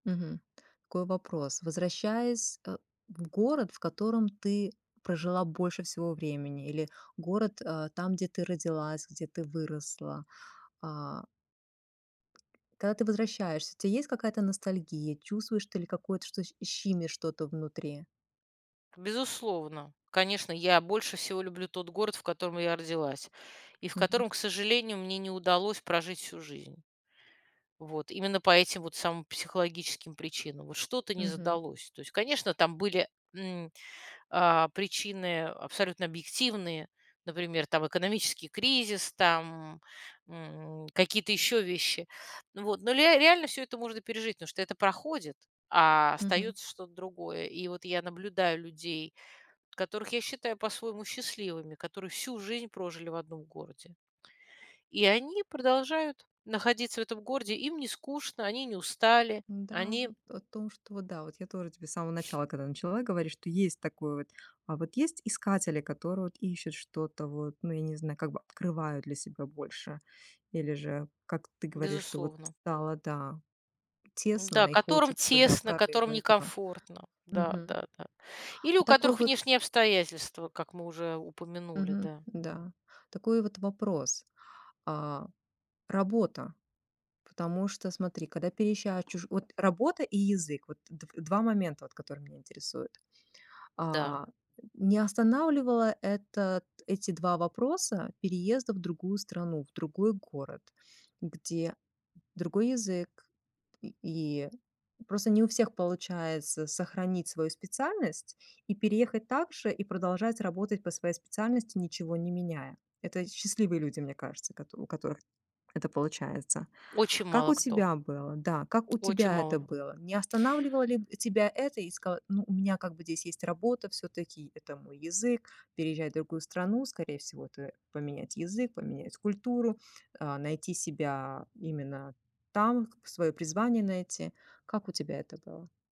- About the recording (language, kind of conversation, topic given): Russian, podcast, Как понять, что пора переезжать в другой город, а не оставаться на месте?
- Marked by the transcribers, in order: tapping; sniff; other background noise